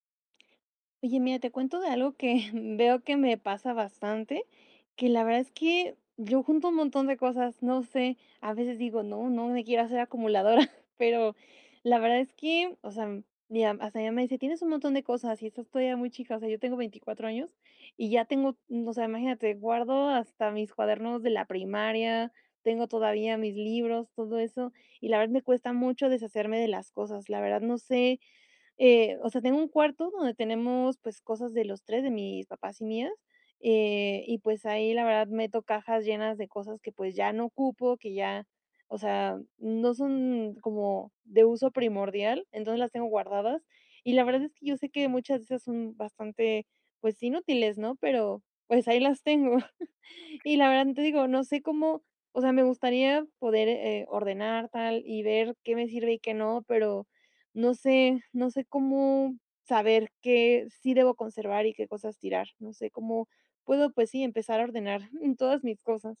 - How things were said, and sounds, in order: tapping; chuckle; other background noise; chuckle; chuckle
- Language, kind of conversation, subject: Spanish, advice, ¿Cómo decido qué cosas conservar y cuáles desechar al empezar a ordenar mis pertenencias?